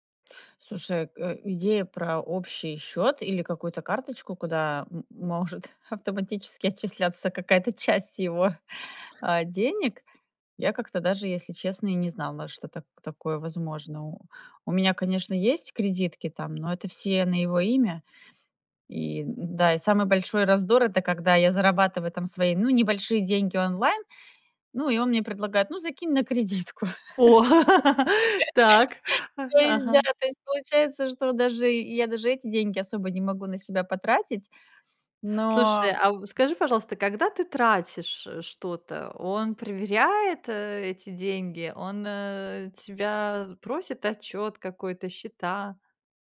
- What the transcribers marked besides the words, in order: laughing while speaking: "автоматически отчисляться какая-то часть его"; laugh; laughing while speaking: "кредитку"; laugh; other background noise
- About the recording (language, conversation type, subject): Russian, advice, Как перестать ссориться с партнёром из-за распределения денег?